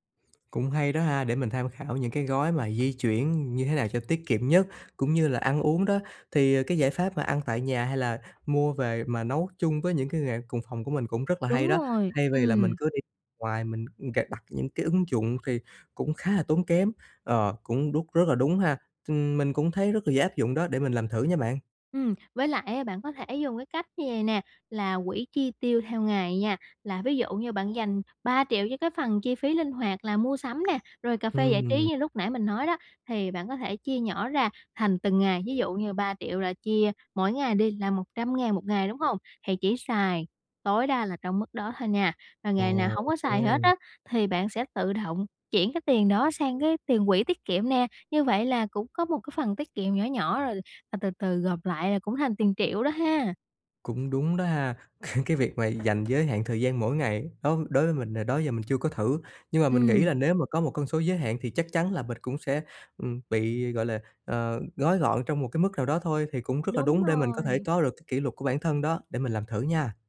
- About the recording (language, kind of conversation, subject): Vietnamese, advice, Làm thế nào để tiết kiệm khi sống ở một thành phố có chi phí sinh hoạt đắt đỏ?
- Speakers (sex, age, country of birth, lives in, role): female, 20-24, Vietnam, Vietnam, advisor; male, 30-34, Vietnam, Vietnam, user
- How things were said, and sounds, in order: other background noise; tapping; "bạn" said as "ạn"; laughing while speaking: "C"